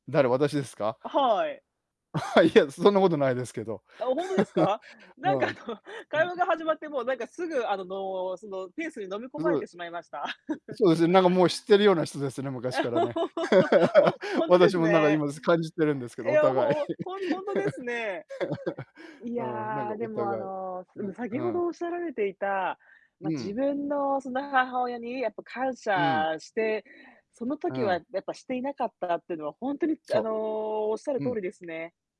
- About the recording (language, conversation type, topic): Japanese, unstructured, 努力が評価されないとき、どのように感じますか？
- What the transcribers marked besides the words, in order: laughing while speaking: "あ、いや"; laughing while speaking: "なんかあの"; laugh; unintelligible speech; unintelligible speech; laugh; laugh; laugh; distorted speech